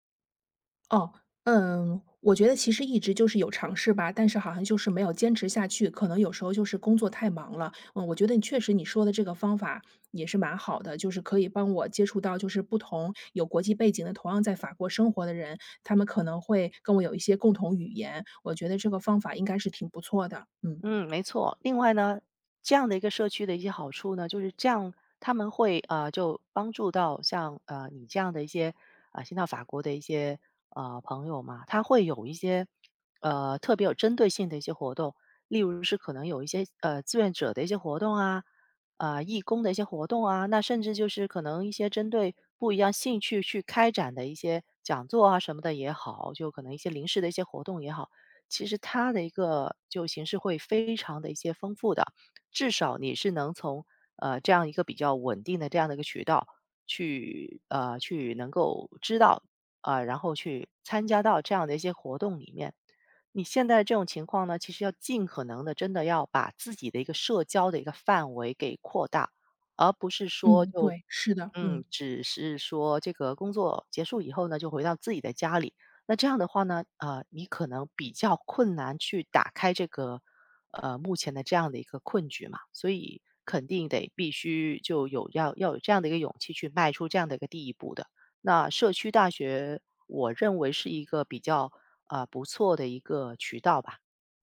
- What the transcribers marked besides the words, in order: other background noise; "志愿" said as "自愿"
- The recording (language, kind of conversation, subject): Chinese, advice, 搬到新城市后感到孤单，应该怎么结交朋友？